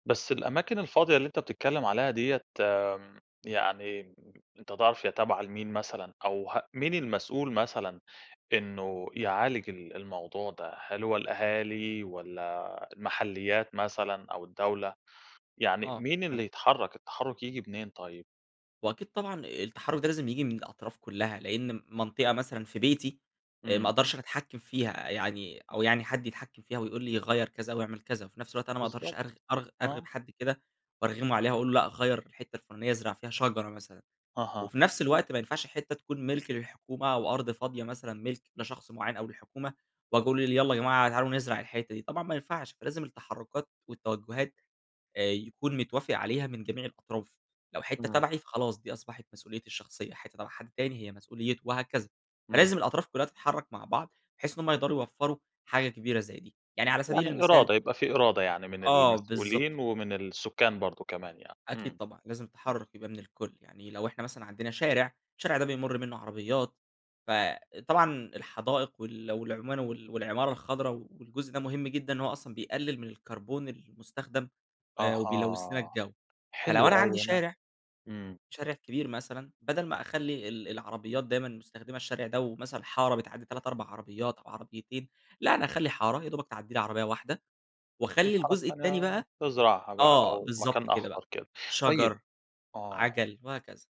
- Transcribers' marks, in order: tapping
- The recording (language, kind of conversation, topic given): Arabic, podcast, إيه رأيك في أهمية الحدائق في المدن النهارده؟